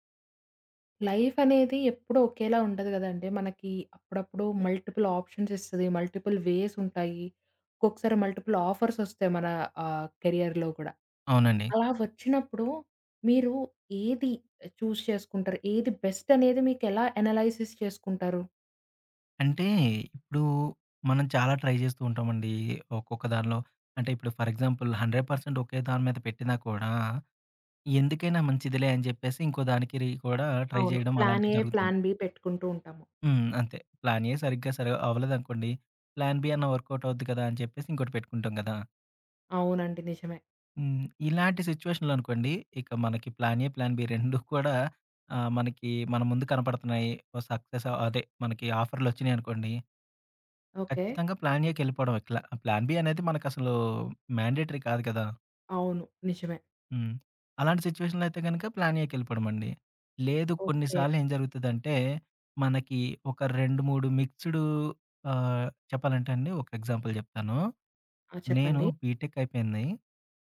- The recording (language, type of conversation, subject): Telugu, podcast, రెండు ఆఫర్లలో ఒకదాన్నే ఎంపిక చేయాల్సి వస్తే ఎలా నిర్ణయం తీసుకుంటారు?
- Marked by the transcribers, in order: in English: "లైఫ్"; in English: "మల్టిపుల్ ఆప్షన్స్"; in English: "మల్టిపుల్"; in English: "మల్టిపుల్"; in English: "కెరియర్‌లో"; in English: "చూస్"; in English: "బెస్ట్"; in English: "అనలైసిస్"; in English: "ట్రై"; in English: "ఫర్ ఎగ్జాంపుల్ హండ్రెడ్ పర్సెంట్"; in English: "ట్రై"; in English: "ప్లాన్ ఏ, ప్లాన్ బీ"; in English: "ప్లాన్ ఏ"; in English: "ప్లాన్ బీ"; in English: "వర్క్ ఔట్"; in English: "వర్క్ అవుట్"; chuckle; in English: "ప్లాన్"; in English: "ప్లా ప్లాన్ బీ"; in English: "మాండేటరీ"; in English: "సిట్యుయేషన్‌లో"; in English: "ప్లాన్"; in English: "ఎగ్జాంపుల్"; in English: "బీటెక్"